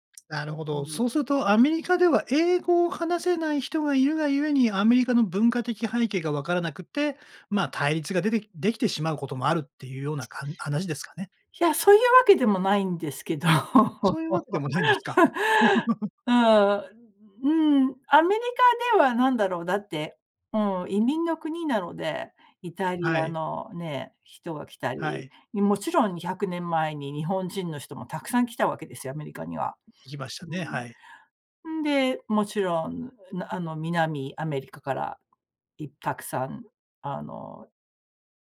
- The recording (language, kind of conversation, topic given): Japanese, podcast, 多様な人が一緒に暮らすには何が大切ですか？
- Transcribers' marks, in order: laugh; other noise